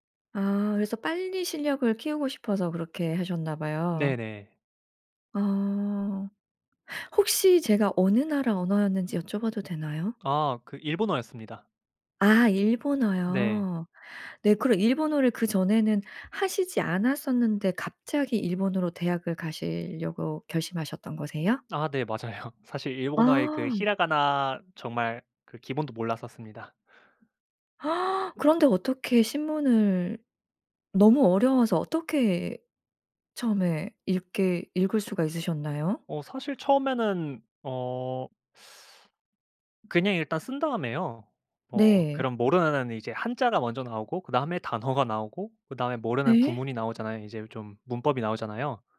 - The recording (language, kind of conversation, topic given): Korean, podcast, 초보자가 창의성을 키우기 위해 어떤 연습을 하면 좋을까요?
- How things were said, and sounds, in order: inhale; laughing while speaking: "맞아요"; gasp; other background noise; teeth sucking